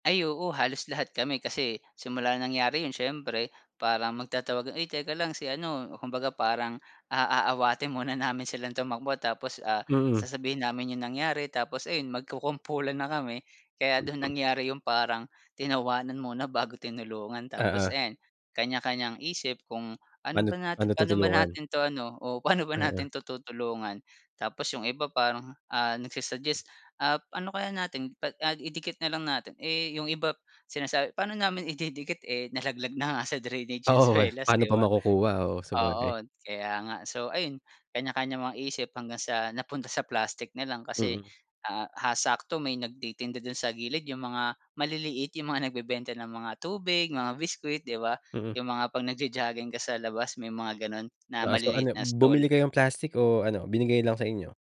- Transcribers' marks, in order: chuckle
- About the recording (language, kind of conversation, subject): Filipino, podcast, Maaari mo bang ibahagi ang isang nakakatawa o nakakahiya mong kuwento tungkol sa hilig mo?
- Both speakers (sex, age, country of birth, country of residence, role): male, 30-34, Philippines, Philippines, guest; male, 35-39, Philippines, Philippines, host